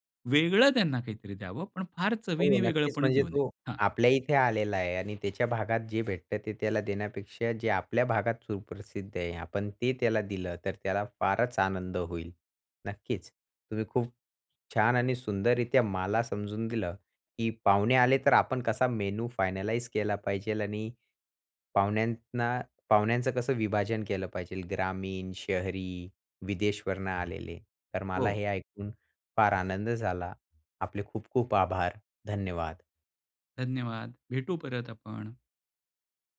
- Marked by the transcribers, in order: other background noise; in English: "मेनू फायनलाईज"
- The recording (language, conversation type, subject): Marathi, podcast, तुम्ही पाहुण्यांसाठी मेनू कसा ठरवता?